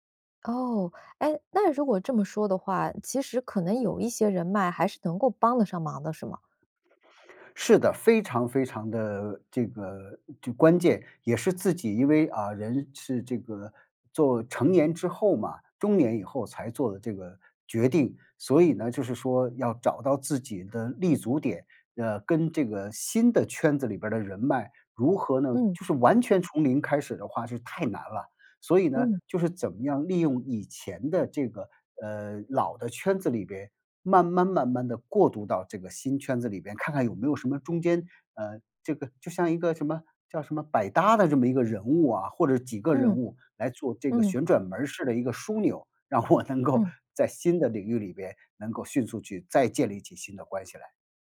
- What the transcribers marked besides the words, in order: laughing while speaking: "我能够"
- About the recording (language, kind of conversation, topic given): Chinese, podcast, 转行后怎样重新建立职业人脉？